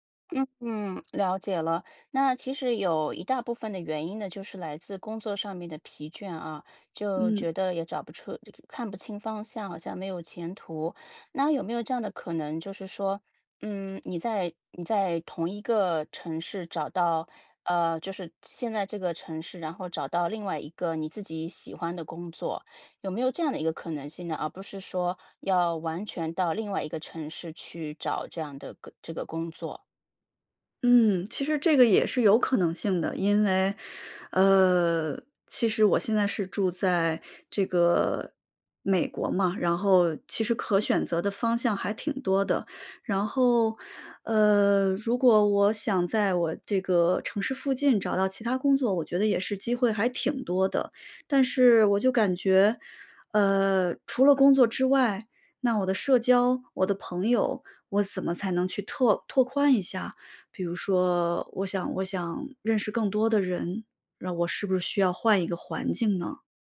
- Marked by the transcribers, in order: none
- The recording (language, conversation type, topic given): Chinese, advice, 你正在考虑搬到另一个城市开始新生活吗？